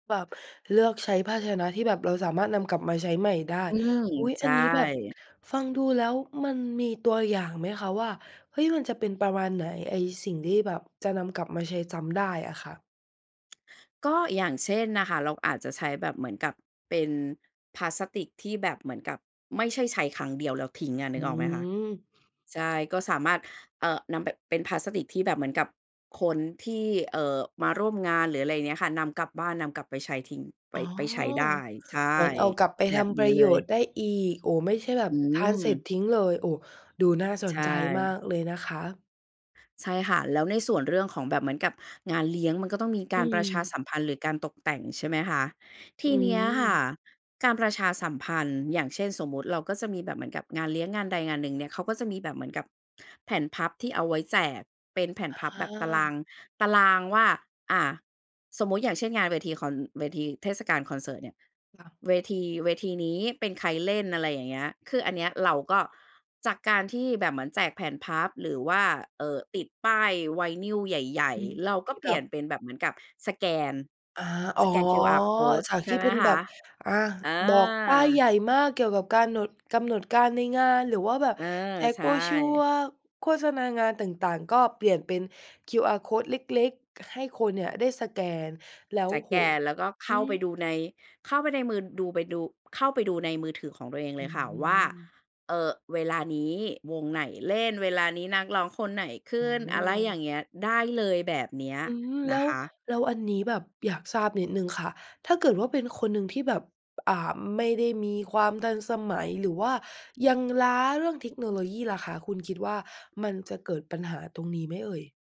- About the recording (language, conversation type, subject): Thai, podcast, มีไอเดียลดขยะในงานเลี้ยงหรือเทศกาลไหม?
- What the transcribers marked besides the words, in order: none